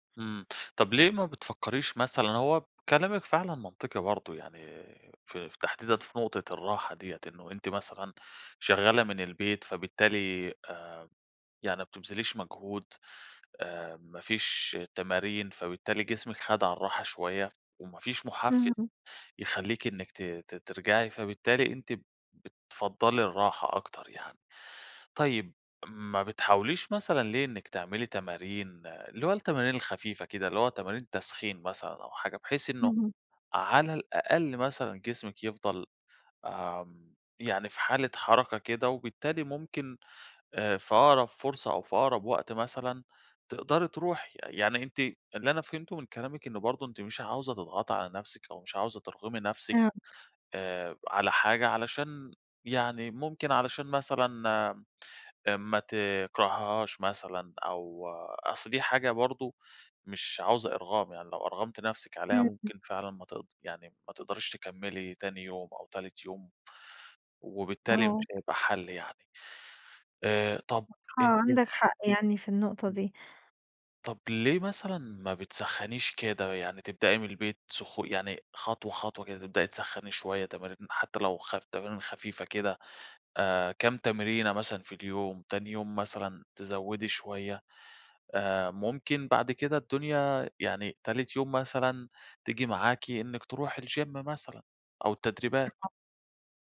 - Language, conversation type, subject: Arabic, advice, إزاي أتعامل مع إحساس الذنب بعد ما فوّت تدريبات كتير؟
- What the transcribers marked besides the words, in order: tapping; in English: "الجيم"; unintelligible speech